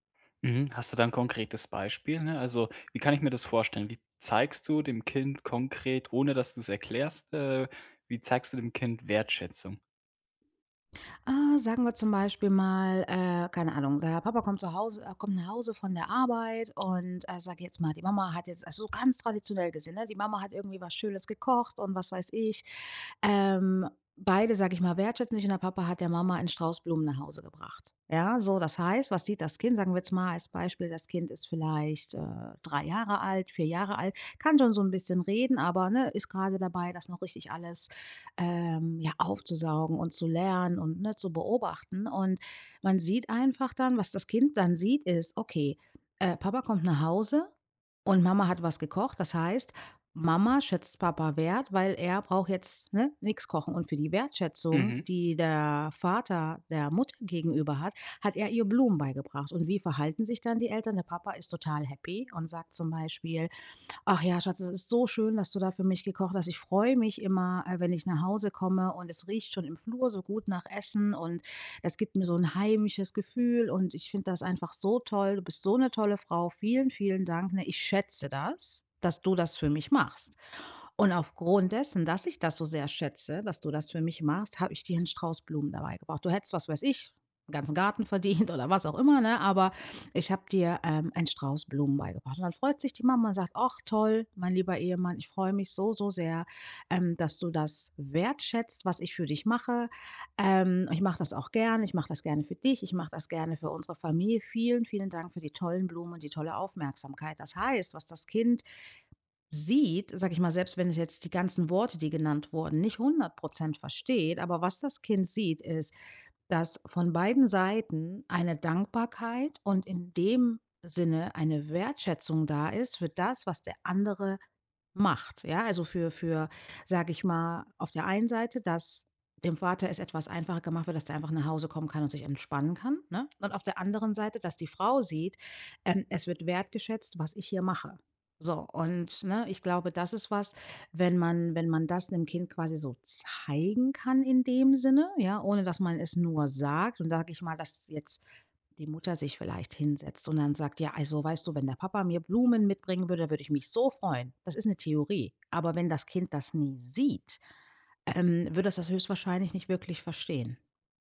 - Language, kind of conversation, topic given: German, podcast, Wie bringst du Kindern Worte der Wertschätzung bei?
- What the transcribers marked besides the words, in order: stressed: "ganz"; in English: "happy"; laughing while speaking: "verdient"; stressed: "zeigen"; stressed: "sieht"